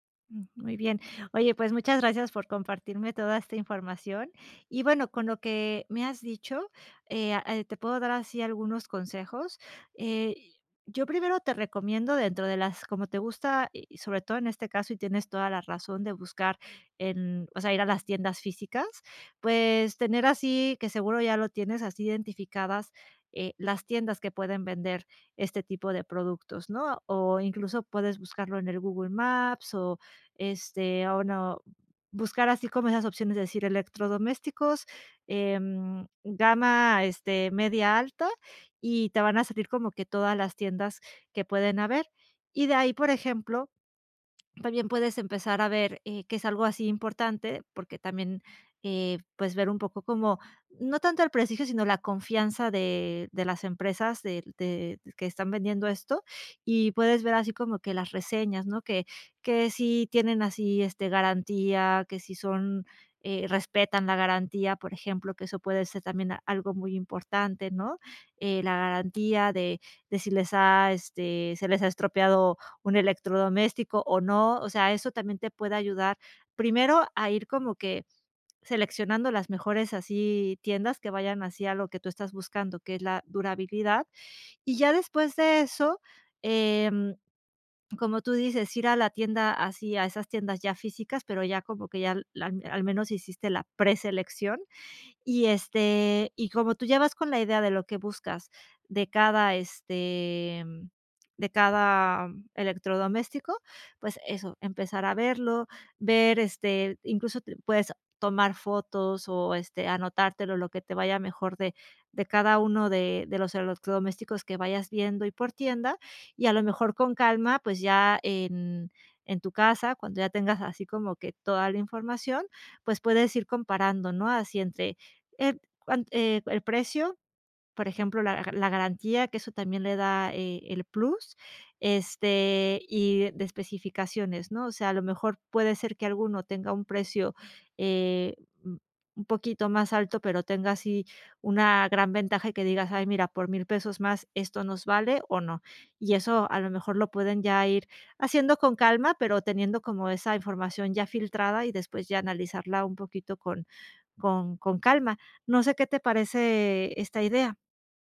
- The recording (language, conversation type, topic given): Spanish, advice, ¿Cómo puedo encontrar productos con buena relación calidad-precio?
- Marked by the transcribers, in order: swallow; other background noise